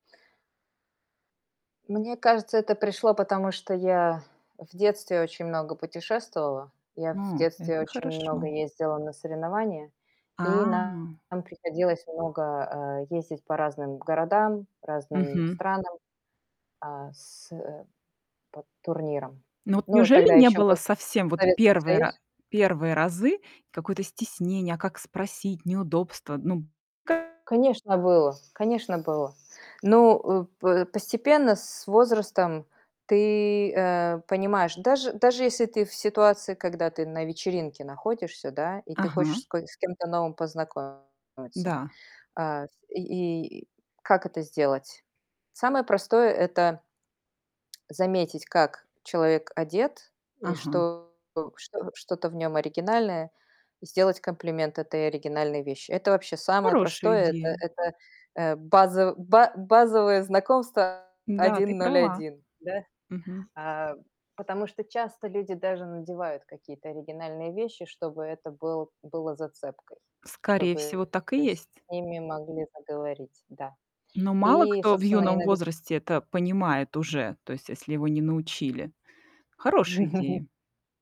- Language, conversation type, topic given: Russian, podcast, Как вы начинаете разговор с совершенно незнакомым человеком?
- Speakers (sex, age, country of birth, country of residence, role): female, 40-44, Russia, Mexico, host; female, 50-54, Belarus, United States, guest
- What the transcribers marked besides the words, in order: distorted speech; tapping; laugh